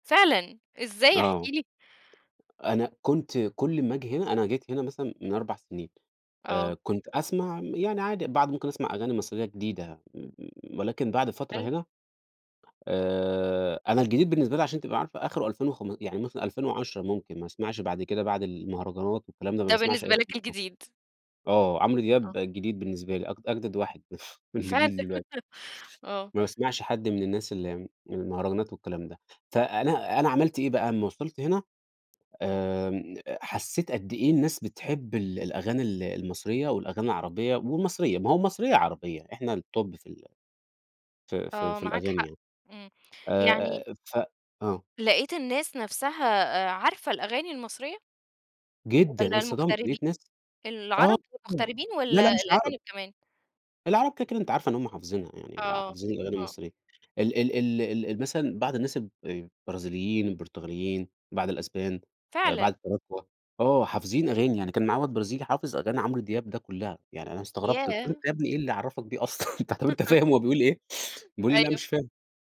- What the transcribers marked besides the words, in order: tapping; other background noise; chuckle; laugh; in English: "الtop"; laughing while speaking: "أصلًا؟! طب أنت فاهم هو بيقول إيه؟"; laugh
- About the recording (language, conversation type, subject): Arabic, podcast, إزاي ثقافة بلدك بتبان في اختياراتك للموسيقى؟